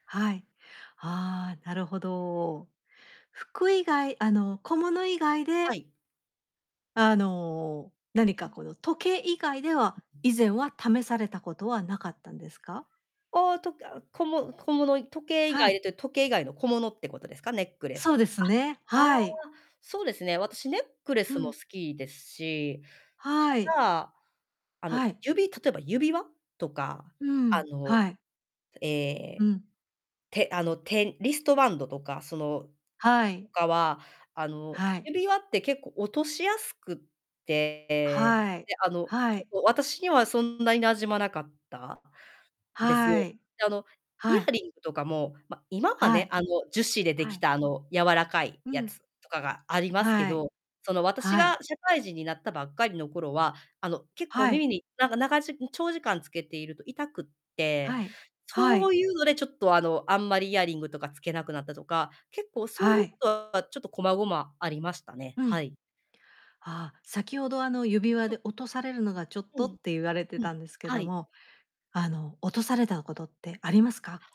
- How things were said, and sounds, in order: distorted speech; other background noise
- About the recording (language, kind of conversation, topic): Japanese, podcast, 小物で自分らしさを出すには、どんな工夫をするとよいですか？